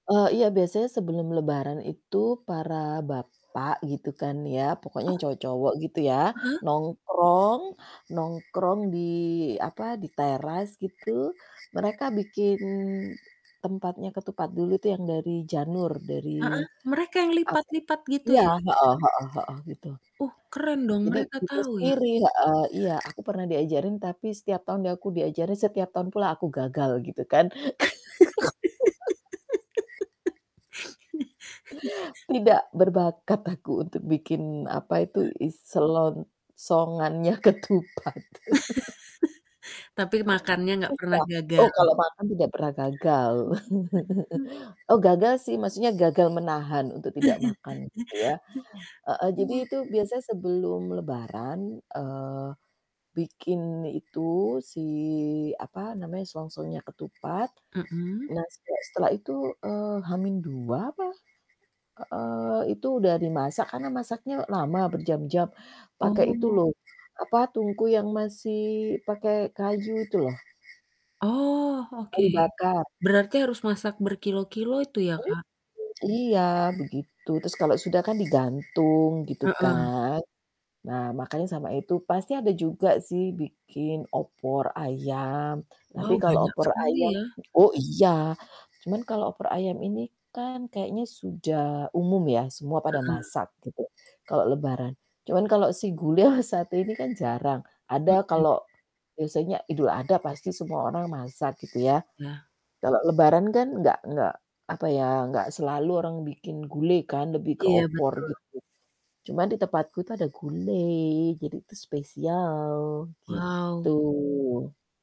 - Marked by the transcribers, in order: other background noise; laugh; giggle; laughing while speaking: "ketupat"; laugh; chuckle; distorted speech; chuckle; chuckle; static; chuckle
- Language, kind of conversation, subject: Indonesian, unstructured, Hidangan apa yang paling Anda nantikan saat perayaan keluarga?